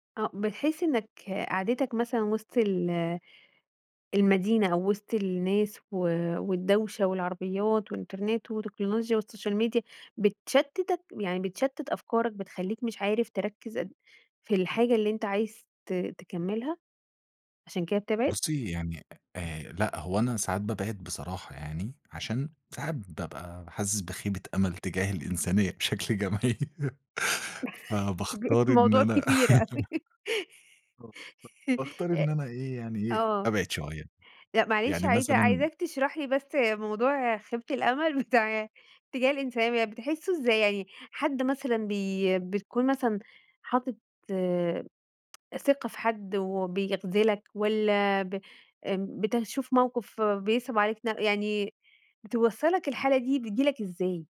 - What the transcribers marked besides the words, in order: in English: "والsocial media"; laughing while speaking: "كبير، الموضوع كبير أوي"; laughing while speaking: "بشكل جماعي فباختار إن أنا باختار"; laugh; giggle; unintelligible speech; other background noise; laughing while speaking: "بتاع"; tsk
- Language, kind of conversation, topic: Arabic, podcast, إيه الحاجات اللي بتحسّها وبتخليك تحس إنك قريب من الطبيعة؟